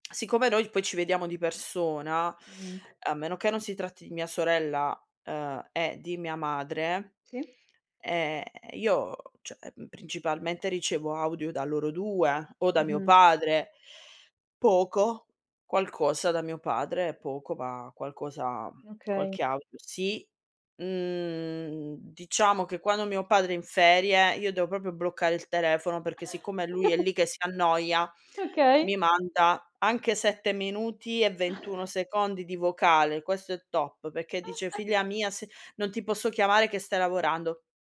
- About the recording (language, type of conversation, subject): Italian, podcast, Quando preferisci inviare un messaggio vocale invece di scrivere un messaggio?
- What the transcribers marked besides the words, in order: tapping; drawn out: "Mhmm"; chuckle; chuckle